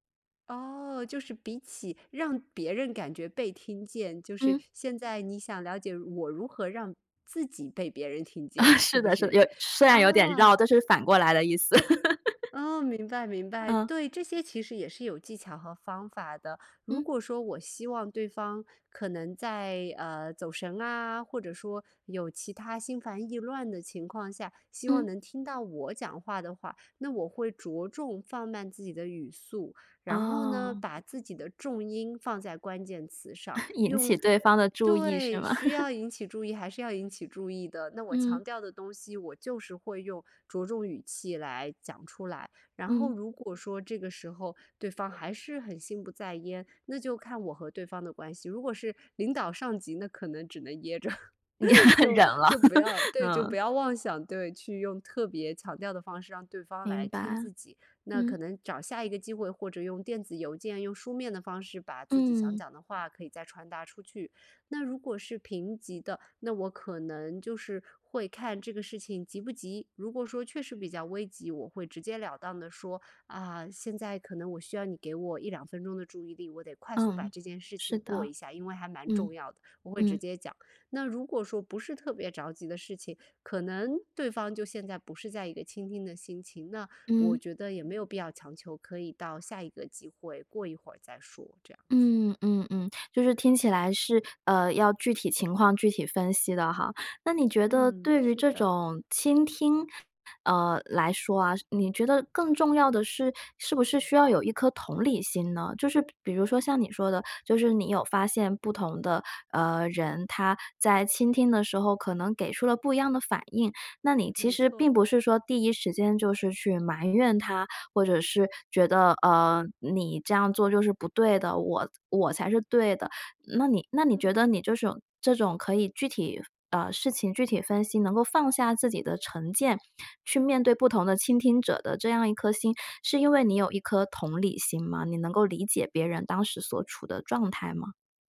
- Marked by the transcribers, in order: laugh; laugh; laugh; laugh; laughing while speaking: "噎着"; laugh; laugh; other background noise
- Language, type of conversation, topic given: Chinese, podcast, 有什么快速的小技巧能让别人立刻感到被倾听吗？